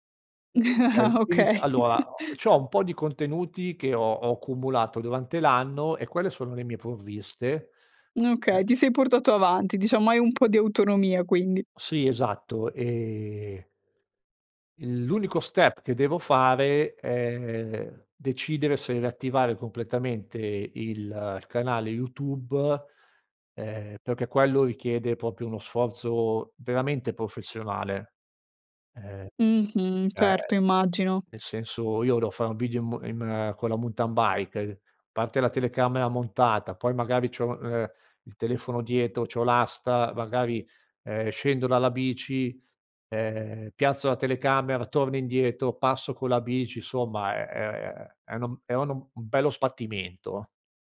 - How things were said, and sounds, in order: chuckle; laughing while speaking: "Okay"; chuckle; "proprio" said as "propio"; in English: "muntan bike"; "mountain" said as "muntan"; other background noise
- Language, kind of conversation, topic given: Italian, podcast, Hai mai fatto una pausa digitale lunga? Com'è andata?